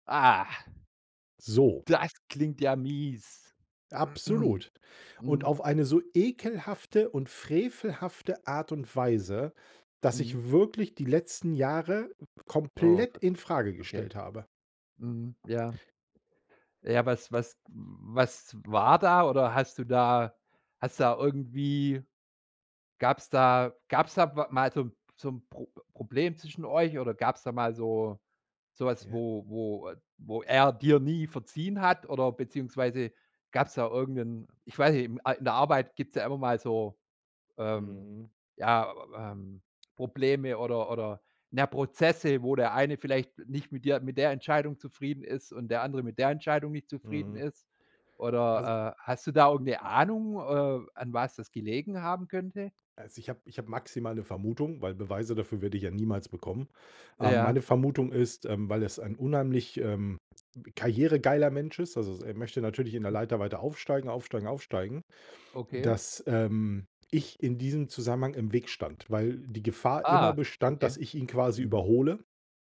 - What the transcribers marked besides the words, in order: throat clearing; other background noise; tapping; unintelligible speech
- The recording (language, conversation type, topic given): German, podcast, Wann ist dir im Job ein großer Fehler passiert, und was hast du daraus gelernt?